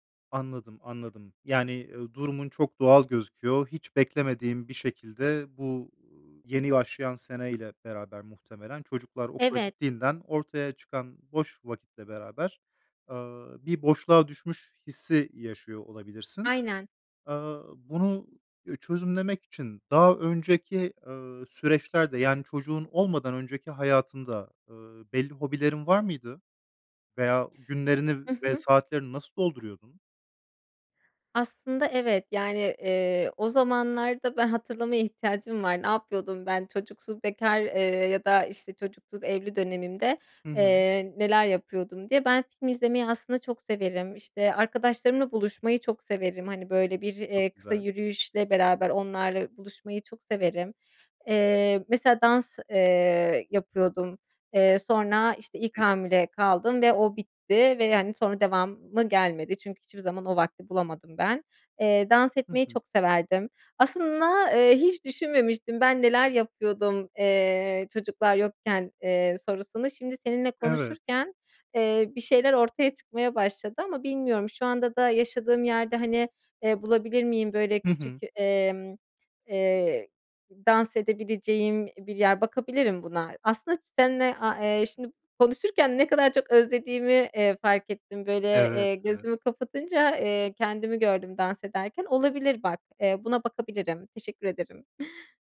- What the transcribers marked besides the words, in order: tapping; other background noise; giggle
- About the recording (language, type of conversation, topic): Turkish, advice, Boş zamanlarınızı değerlendiremediğinizde kendinizi amaçsız hissediyor musunuz?